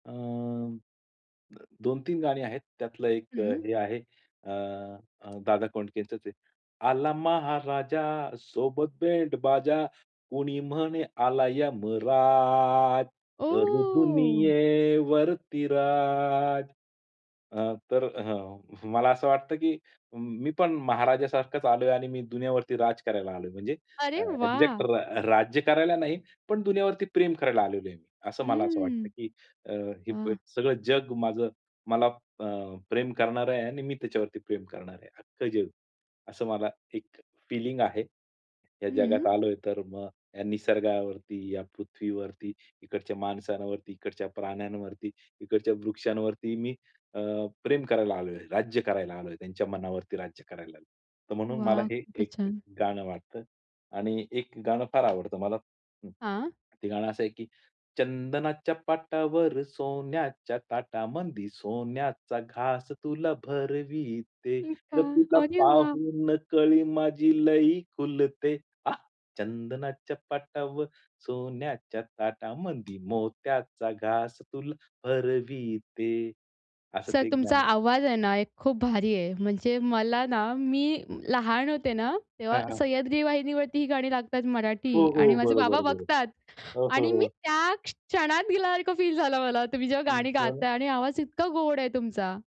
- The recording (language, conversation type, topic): Marathi, podcast, तुमच्या भाषेतील गाणी तुमच्या ओळखीशी किती जुळतात?
- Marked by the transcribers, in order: tapping; singing: "आला महाराजा सोबत बँडबाजा, कुणी म्हणे आलाय यमराज, करू दुनियेवरती राज"; drawn out: "ओह!"; in English: "एक्झॅक्ट"; other noise; singing: "चंदनाच्या पाटावर सोन्याच्या ताटामंदी, सोन्याचा … घास तुला भरविते"; horn; joyful: "माझे बाबा बघतात आणि मी त्या क्षणात गेल्यासारखं फील झालं मला"; other background noise